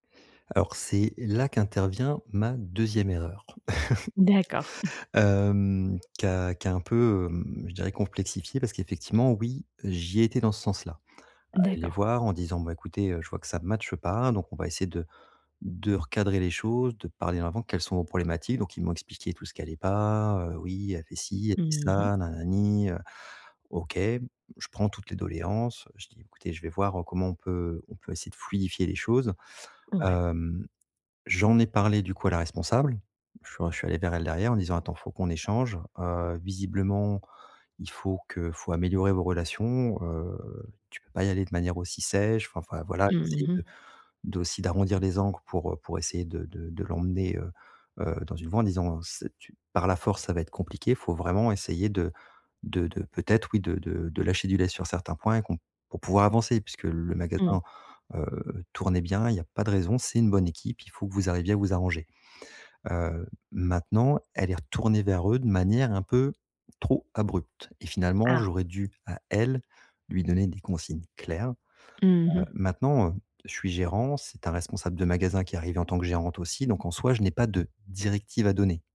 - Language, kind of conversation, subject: French, advice, Comment regagner la confiance de mon équipe après une erreur professionnelle ?
- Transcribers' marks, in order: chuckle; chuckle; stressed: "elle"; stressed: "directives"